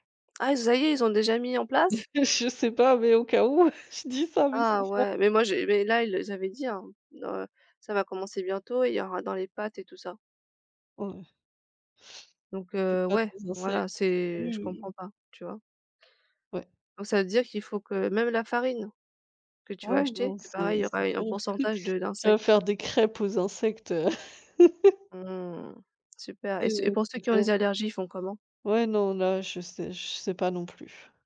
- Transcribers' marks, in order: laughing while speaking: "Je sais pas, mais au … à mes enfants"; tapping; chuckle; chuckle
- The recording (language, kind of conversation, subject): French, unstructured, Qu’est-ce qui te motive à essayer une nouvelle recette ?